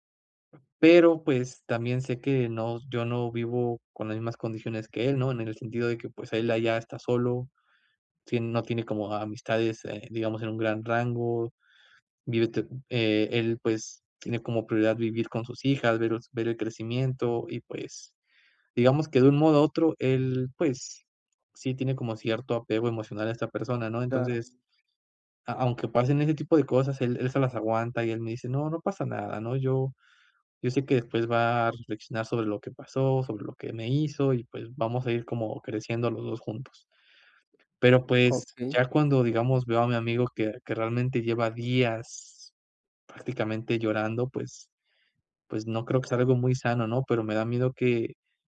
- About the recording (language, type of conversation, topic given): Spanish, advice, ¿Cómo puedo expresar mis sentimientos con honestidad a mi amigo sin que terminemos peleando?
- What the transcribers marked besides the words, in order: tapping